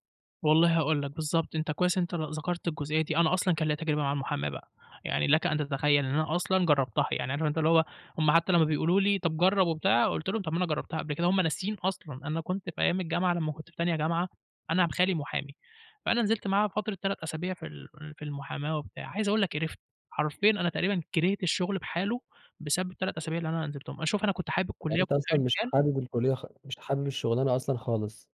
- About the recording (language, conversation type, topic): Arabic, advice, إيه توقعات أهلك منك بخصوص إنك تختار مهنة معينة؟
- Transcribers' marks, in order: none